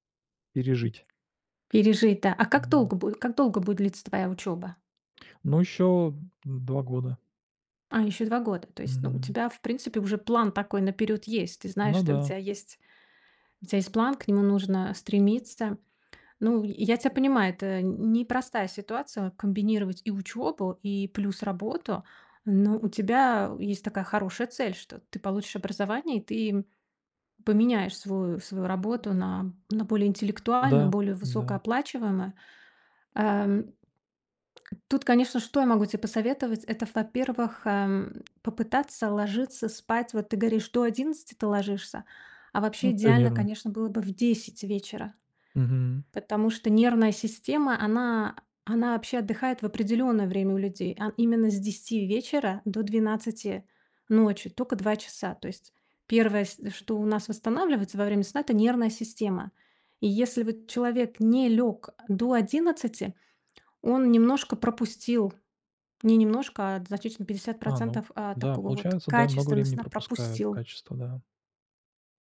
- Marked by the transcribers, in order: tapping; other background noise
- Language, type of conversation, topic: Russian, advice, Как справиться со страхом повторного выгорания при увеличении нагрузки?